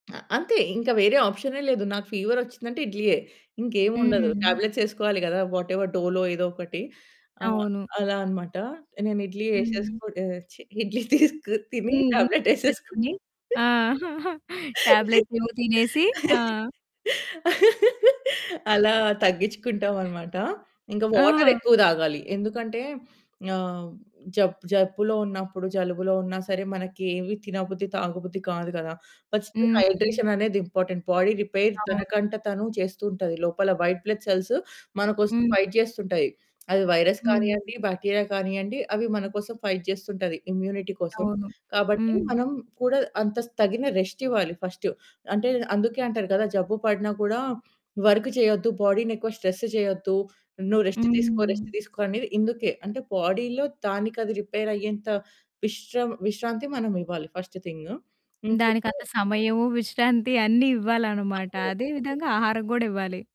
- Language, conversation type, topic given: Telugu, podcast, ఇంట్లో ఎవరికైనా జబ్బు ఉన్నప్పుడు మీరు వంటల్లో ఏ మార్పులు చేస్తారు?
- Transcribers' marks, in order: in English: "వాటెవర్ డోలో"; laughing while speaking: "తిని టాబ్లెట్ ఏసేసుకొని"; in English: "టాబ్లెట్"; chuckle; in English: "టాబ్లెట్స్"; laugh; other background noise; in English: "ఇంపార్టెంట్. బాడీ రిపేర్"; in English: "వైట్ బ్లడ్ సెల్స్"; in English: "ఫైట్"; in English: "వైరస్"; in English: "బాక్టీరియా"; in English: "ఫైట్"; in English: "ఇమ్యూనిటీ"; in English: "వర్క్"; in English: "బాడీ‌ని"; in English: "స్ట్రెస్"; in English: "రెస్ట్"; in English: "రెస్ట్"; in English: "బాడీలో"; in English: "రిపేర్"; in English: "ఫస్ట్"